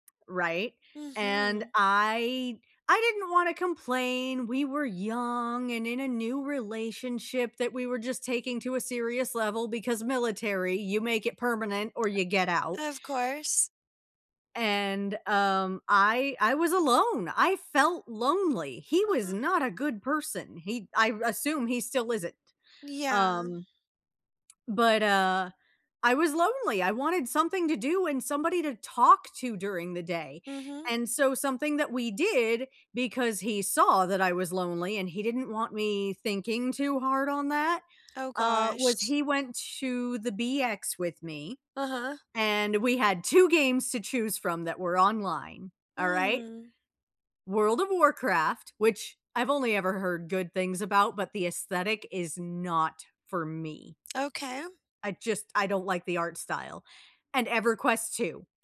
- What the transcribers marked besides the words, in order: stressed: "young"; other background noise; stressed: "not"
- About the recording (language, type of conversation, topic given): English, unstructured, What hobby should I pick up to cope with a difficult time?